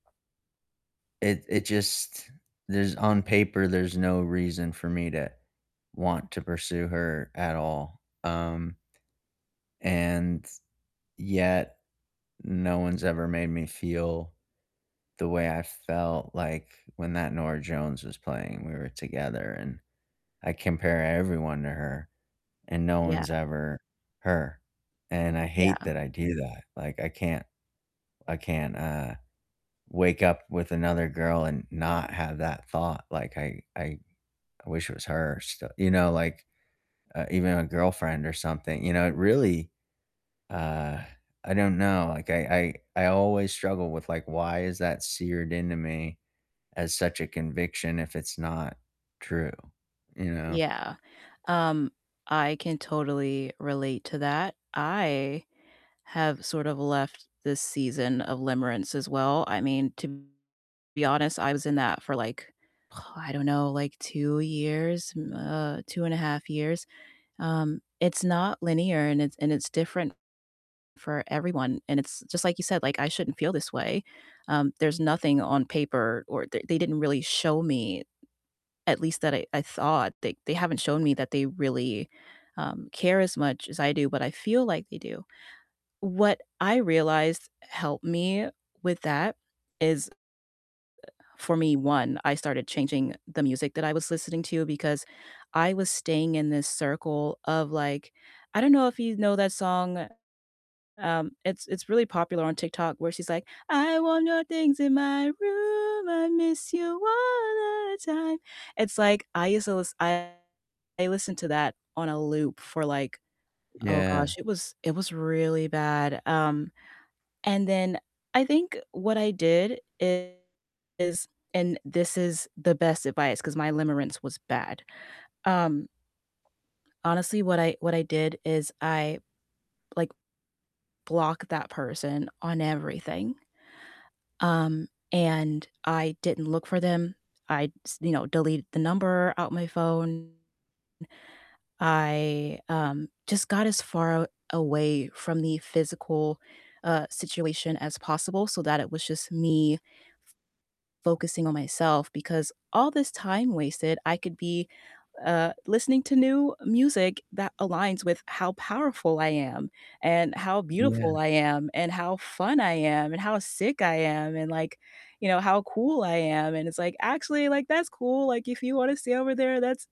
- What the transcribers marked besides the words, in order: other background noise; stressed: "hate"; distorted speech; singing: "I want your things in … all the time"; tapping
- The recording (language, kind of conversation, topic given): English, unstructured, What song instantly changes your mood?
- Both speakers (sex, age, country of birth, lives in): female, 30-34, United States, United States; male, 40-44, United States, United States